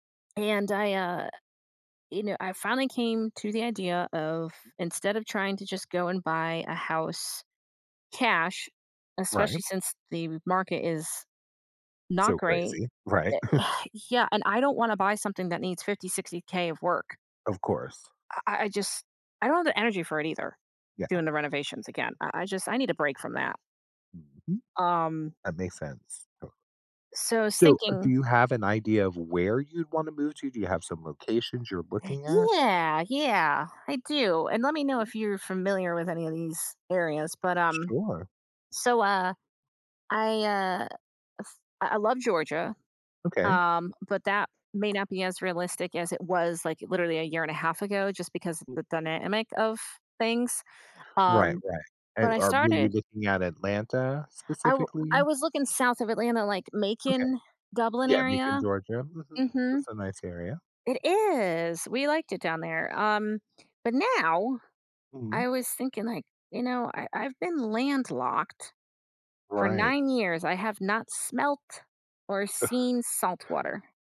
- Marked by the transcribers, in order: tapping; exhale; laughing while speaking: "Right?"; chuckle; other background noise; other noise; exhale
- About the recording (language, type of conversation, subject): English, advice, How can I stay motivated to reach a personal goal despite struggling to keep going?